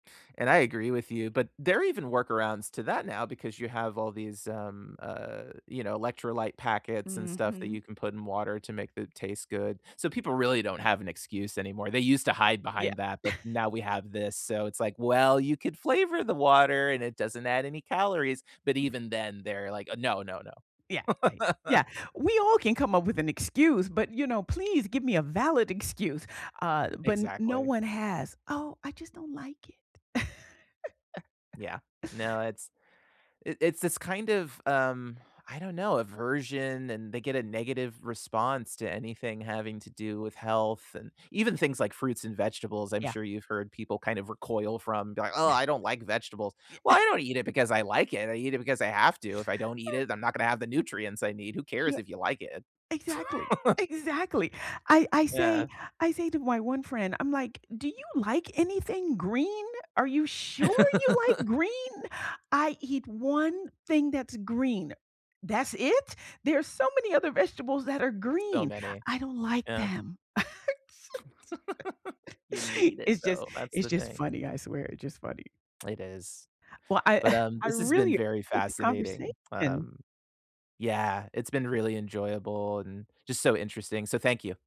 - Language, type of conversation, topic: English, unstructured, How can sports help build confidence?
- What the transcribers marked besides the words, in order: chuckle; other background noise; laugh; chuckle; groan; chuckle; chuckle; tapping; chuckle; chuckle; laugh; laugh; laugh; chuckle; unintelligible speech